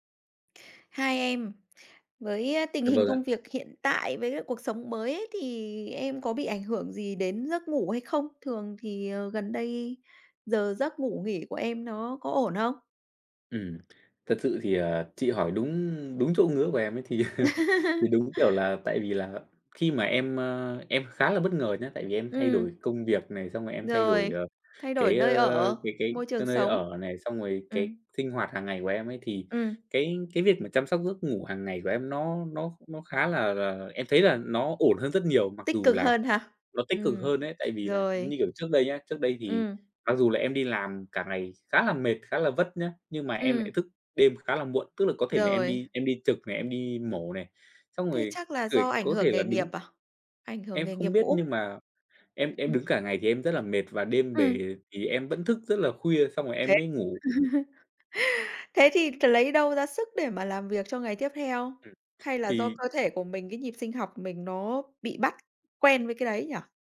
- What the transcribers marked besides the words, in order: tapping; chuckle; laugh; laugh; other background noise
- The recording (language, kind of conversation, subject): Vietnamese, podcast, Bạn chăm sóc giấc ngủ hằng ngày như thế nào, nói thật nhé?